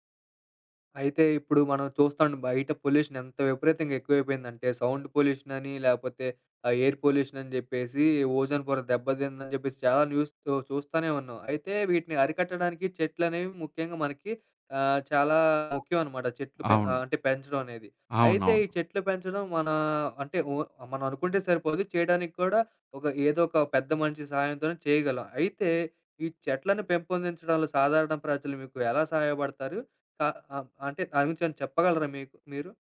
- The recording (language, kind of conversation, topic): Telugu, podcast, చెట్లను పెంపొందించడంలో సాధారణ ప్రజలు ఎలా సహాయం చేయగలరు?
- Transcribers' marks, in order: in English: "పొల్యూషన్"; in English: "సౌండ్"; in English: "ఎయిర్"; in English: "న్యూస్‌తో"; other background noise